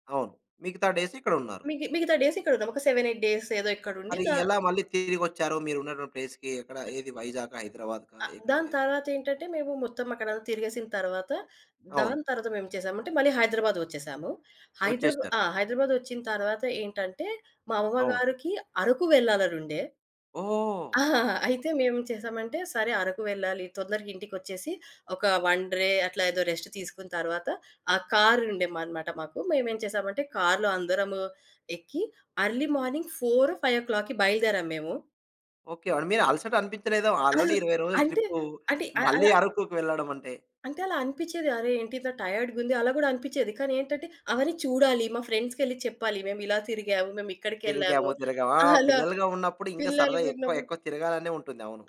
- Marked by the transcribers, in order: in English: "డేస్"; in English: "డేస్"; in English: "సెవెన్ ఎయిట్"; in English: "ప్లేస్‌కి?"; other background noise; giggle; in English: "వన్"; in English: "రెస్ట్"; in English: "ఎర్లీ మార్నింగ్ ఫోర్ ఫైవ్ ఓ క్లాక్‌కి"; in English: "ఆల్రడీ"; in English: "ఫ్రెండ్స్‌కెళ్లి"
- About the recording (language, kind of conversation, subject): Telugu, podcast, మీకు ఇప్పటికీ గుర్తుండిపోయిన ఒక ప్రయాణం గురించి చెప్పగలరా?